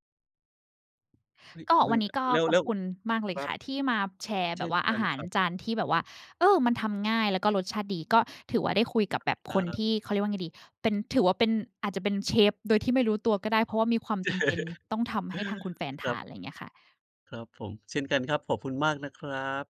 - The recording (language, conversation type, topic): Thai, unstructured, อาหารจานไหนที่คุณคิดว่าทำง่ายแต่รสชาติดี?
- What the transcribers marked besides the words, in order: tapping; laugh; other background noise